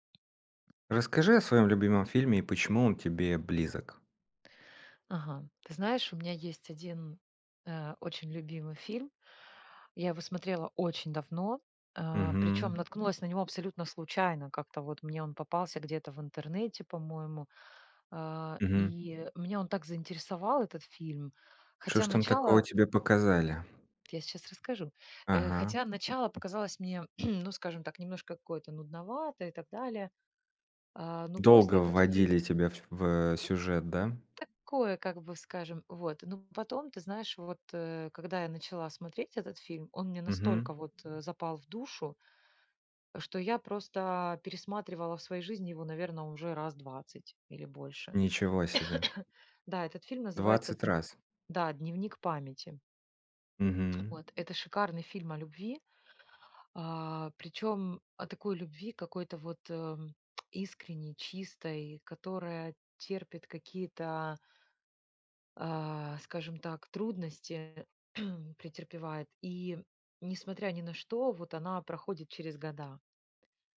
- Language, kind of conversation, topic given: Russian, podcast, О каком своём любимом фильме вы бы рассказали и почему он вам близок?
- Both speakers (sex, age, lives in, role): female, 40-44, Spain, guest; male, 35-39, Estonia, host
- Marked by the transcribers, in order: tapping; throat clearing; other noise; cough; tsk; throat clearing